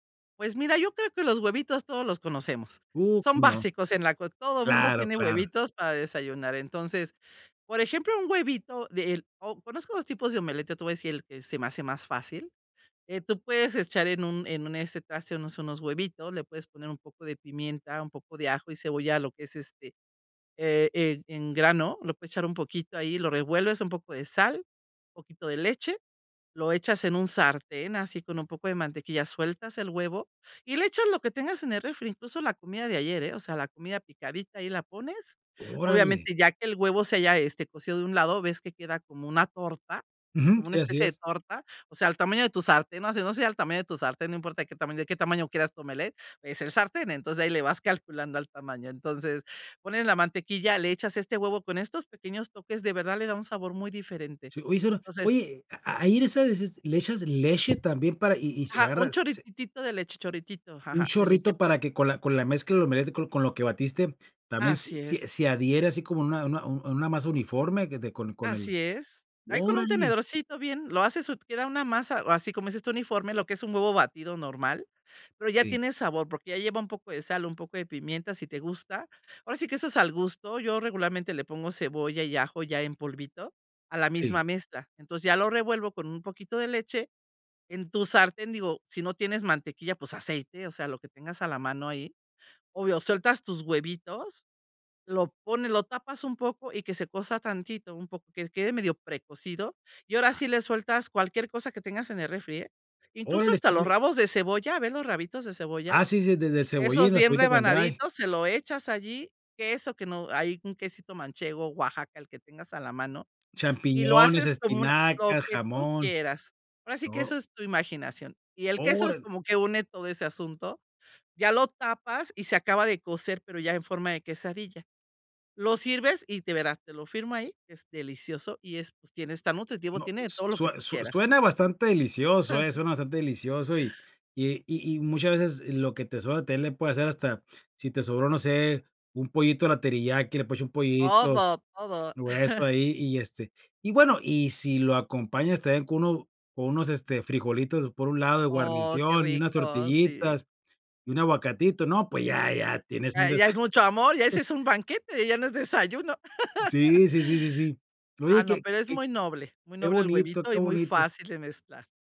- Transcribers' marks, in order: "leche" said as "leshe"; tapping; chuckle; chuckle; chuckle; laugh
- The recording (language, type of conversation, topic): Spanish, podcast, ¿Cómo te animas a experimentar en la cocina sin una receta fija?